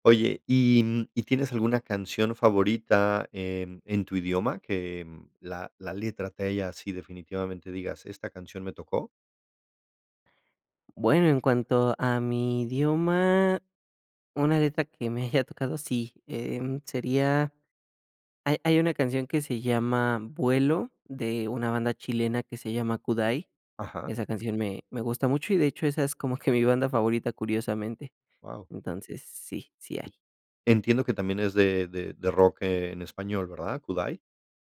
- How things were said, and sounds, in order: tapping
- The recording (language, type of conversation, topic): Spanish, podcast, ¿Cuál es tu canción favorita y por qué te conmueve tanto?